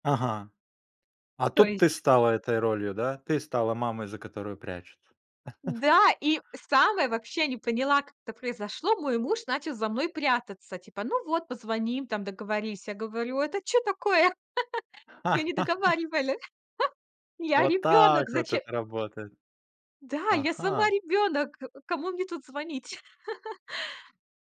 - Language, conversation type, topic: Russian, podcast, Когда ты впервые почувствовал себя по‑настоящему взрослым?
- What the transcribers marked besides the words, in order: chuckle; laugh; laugh